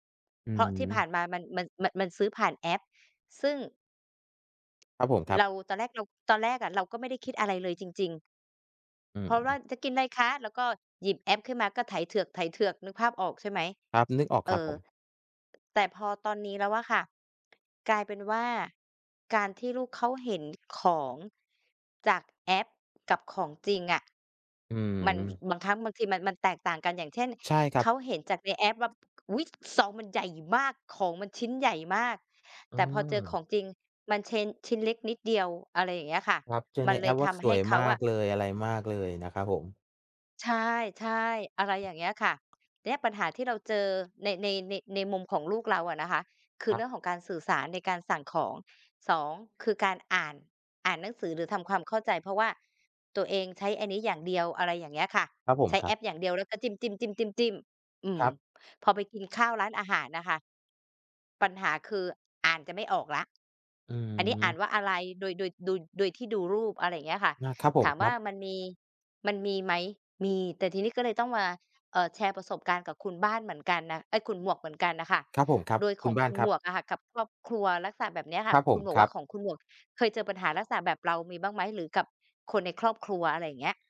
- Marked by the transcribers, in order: other background noise; tapping; "เนี่ย" said as "เดี๊ยบ"
- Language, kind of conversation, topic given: Thai, unstructured, คุณคิดอย่างไรกับการเปลี่ยนแปลงของครอบครัวในยุคปัจจุบัน?